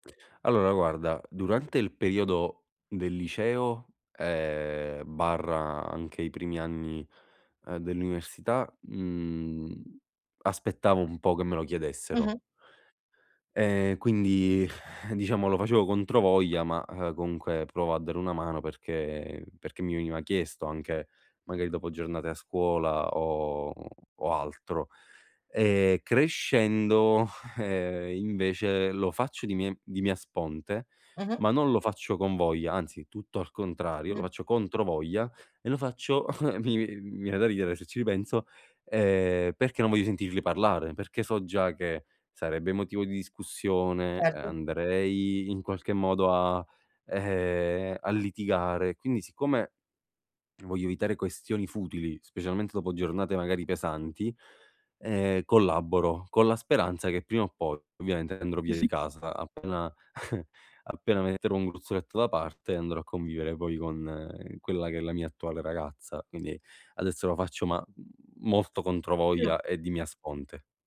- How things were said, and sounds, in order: exhale; exhale; chuckle; chuckle
- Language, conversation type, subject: Italian, advice, Come posso ridurre le distrazioni domestiche per avere più tempo libero?